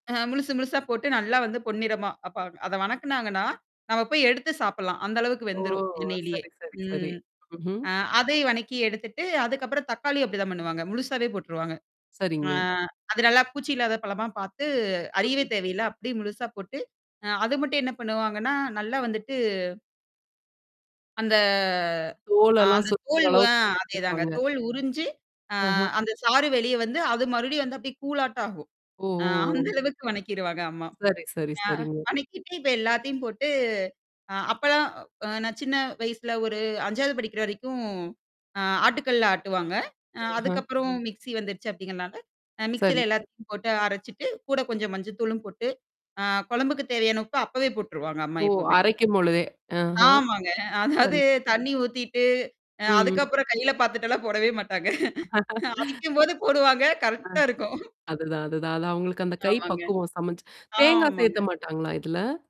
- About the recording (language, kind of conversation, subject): Tamil, podcast, அம்மாவின் சமையல் வாசனை வீட்டு நினைவுகளை எப்படிக் கிளப்புகிறது?
- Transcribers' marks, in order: mechanical hum; distorted speech; other noise; unintelligible speech; drawn out: "அந்த"; background speech; laughing while speaking: "அந்த அளவுக்கு வணக்கிருவாங்க அம்மா"; other background noise; drawn out: "போட்டு"; laughing while speaking: "ஆமாங்க. அதாவது தண்ணீ ஊத்திட்டு, அ … போடுவாங்க, கரெக்ட்டா இருக்கும்"; laugh; drawn out: "ஆமாங்க"; "சேர்க்க" said as "சேர்த்த"